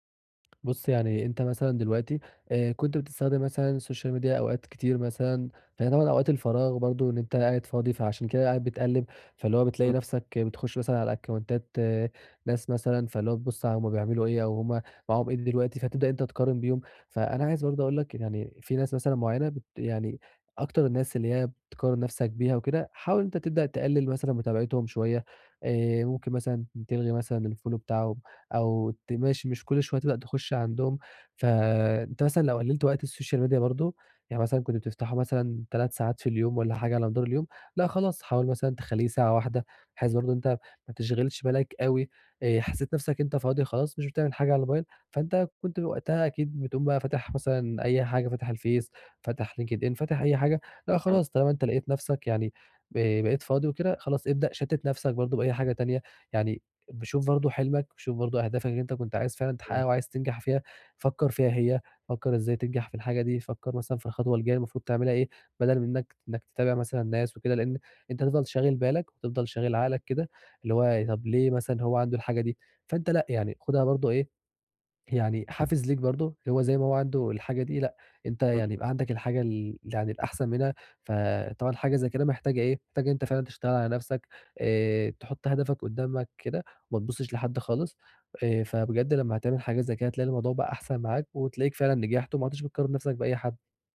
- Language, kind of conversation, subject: Arabic, advice, ازاي أبطل أقارن نفسي بالناس وأرضى باللي عندي؟
- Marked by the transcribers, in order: tapping; in English: "السوشيال ميديا"; in English: "أكاونتات"; in English: "الfollow"; in English: "السوشال ميديا"